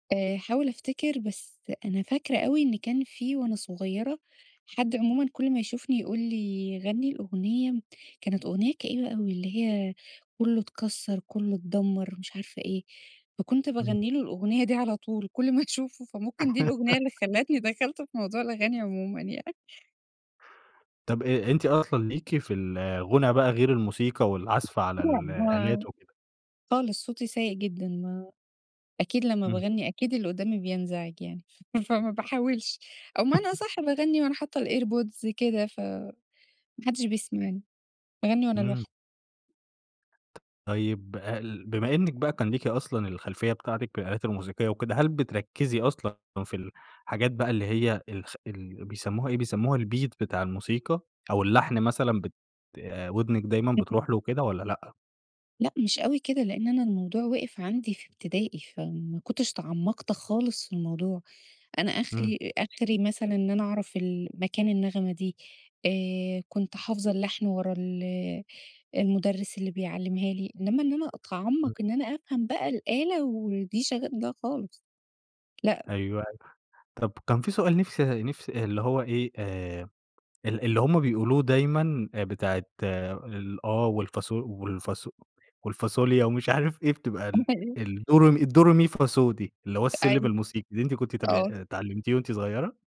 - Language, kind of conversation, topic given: Arabic, podcast, إيه أول أغنية خلتك تحب الموسيقى؟
- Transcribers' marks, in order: laughing while speaking: "أشوفه"; laugh; laughing while speaking: "ف فما باحاولش"; chuckle; tapping; in English: "الairpods"; in English: "الbeat"; unintelligible speech; other background noise; laughing while speaking: "والفاصوليا ومش عارف إيه"; unintelligible speech